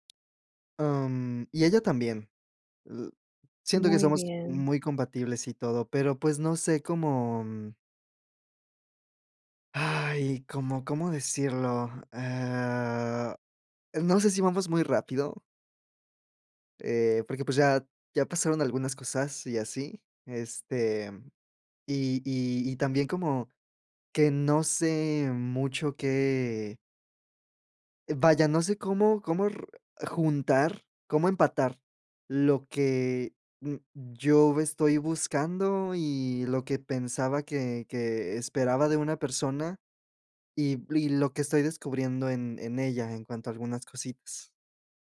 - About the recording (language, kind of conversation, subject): Spanish, advice, ¿Cómo puedo ajustar mis expectativas y establecer plazos realistas?
- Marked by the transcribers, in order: drawn out: "eh"